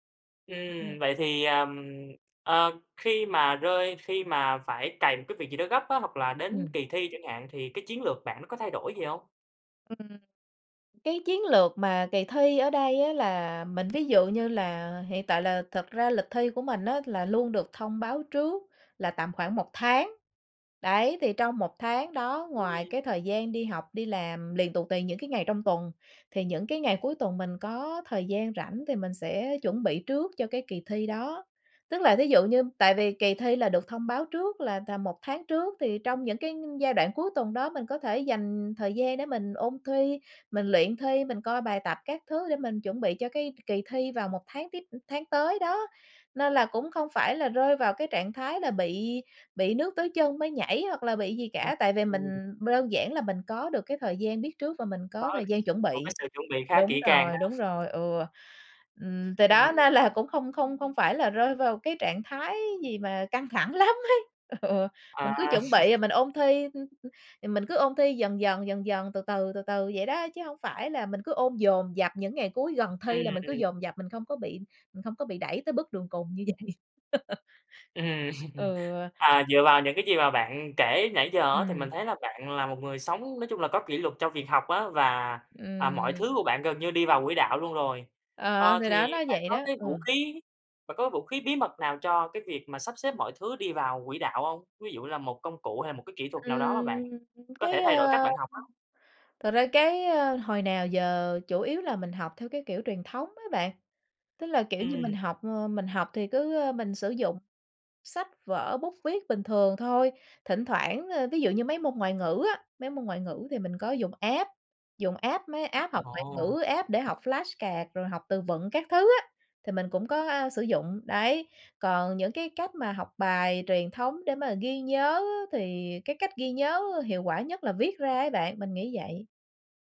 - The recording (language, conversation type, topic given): Vietnamese, podcast, Bạn quản lý thời gian học như thế nào?
- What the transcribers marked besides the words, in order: other background noise; tapping; chuckle; laughing while speaking: "nên là"; laughing while speaking: "lắm ấy ừa"; laugh; laugh; laughing while speaking: "vậy"; laugh; in English: "app"; in English: "app"; in English: "app"; in English: "app"; in English: "flashcard"